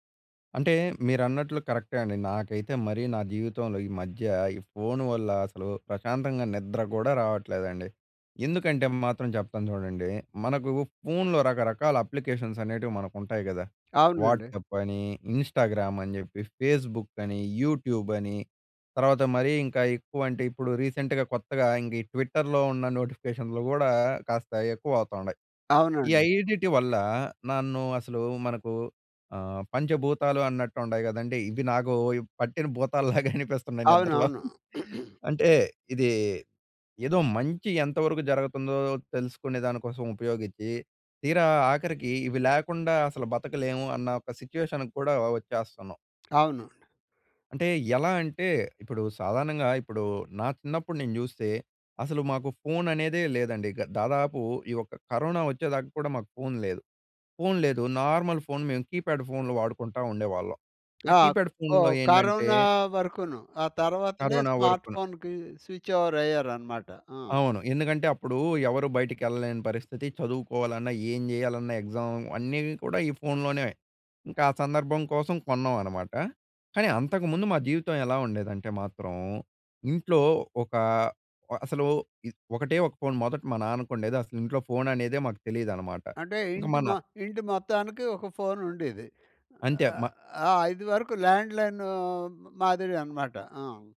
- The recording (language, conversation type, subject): Telugu, podcast, ఫోన్ నోటిఫికేషన్లను మీరు ఎలా నిర్వహిస్తారు?
- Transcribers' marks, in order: in English: "అప్లికేషన్స్"; in English: "వాట్సాప్"; in English: "ఇన్‌స్టా‌గ్రామ్"; in English: "ఫేస్‌బు‌క్"; in English: "యూట్యూబ్"; in English: "రీసెంట్‍గా"; in English: "ట్విట్టర్‍లో"; laughing while speaking: "భూతాలులాగా అనిపిస్తున్నాయి నిద్రలో"; throat clearing; tapping; in English: "సిట్యుయేషన్"; in English: "నార్మల్"; in English: "కీప్యాడ్"; in English: "కీప్యాడ్ ఫోన్‌లో"; in English: "స్మార్ట్ ఫోన్‌కి స్విచ్ ఓవర్"; in English: "ఎగ్జామ్"; in English: "లాండ్ లైన్"